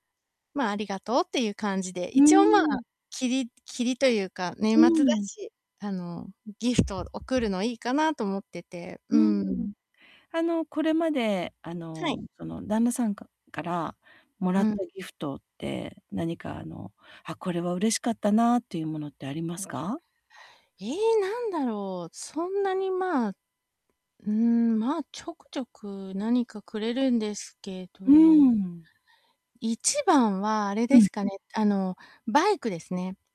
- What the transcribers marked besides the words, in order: static; distorted speech; other background noise
- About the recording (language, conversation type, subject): Japanese, advice, 予算内で満足できる服や贈り物をどうやって見つければいいですか？